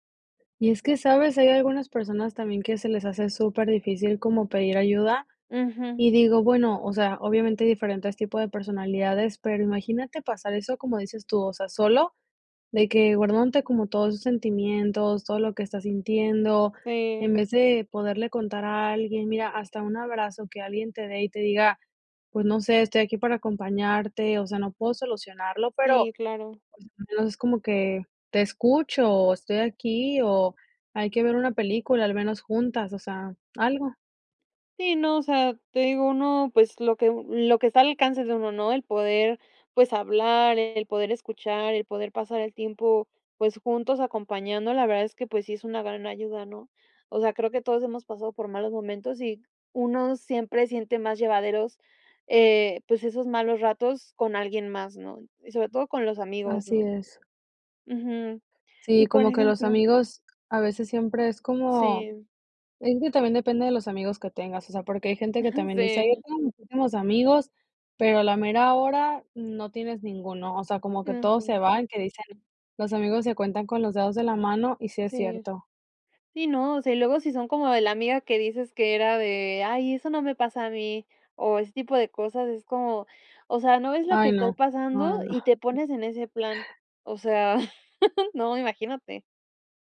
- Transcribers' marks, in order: other background noise; laugh; laugh
- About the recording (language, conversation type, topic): Spanish, podcast, ¿Cómo ayudas a un amigo que está pasándolo mal?